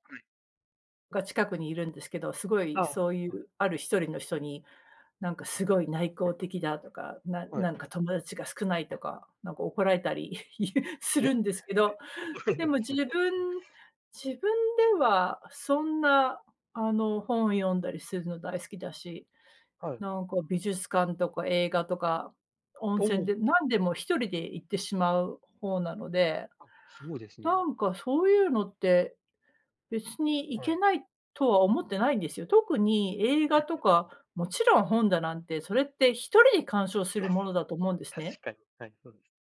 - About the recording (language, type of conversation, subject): Japanese, unstructured, 最近、自分が成長したと感じたことは何ですか？
- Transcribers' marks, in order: chuckle; laughing while speaking: "怒られるんですね"; chuckle; laughing while speaking: "いう"; chuckle; tapping; chuckle